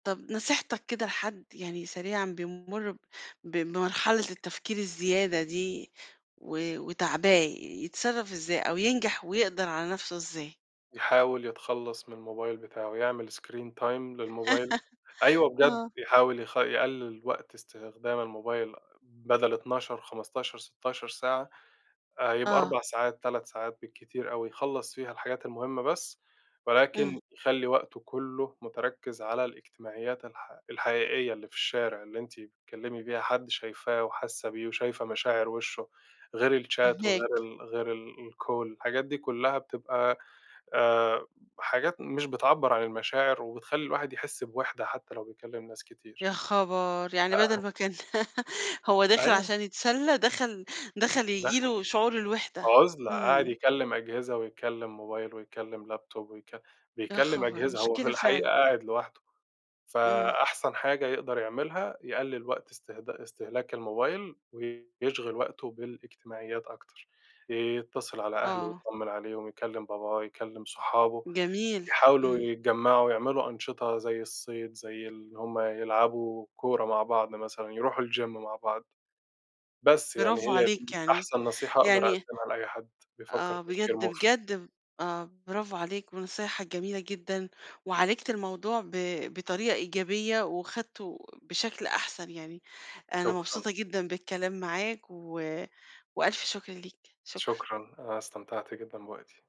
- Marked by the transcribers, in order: in English: "screen time"; laugh; in English: "الشات"; in English: "الcall"; laugh; other background noise; in English: "لابتوب"; in English: "الgym"
- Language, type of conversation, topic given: Arabic, podcast, إيه الطرق اللي بتساعدك تتخلص من التفكير الزيادة؟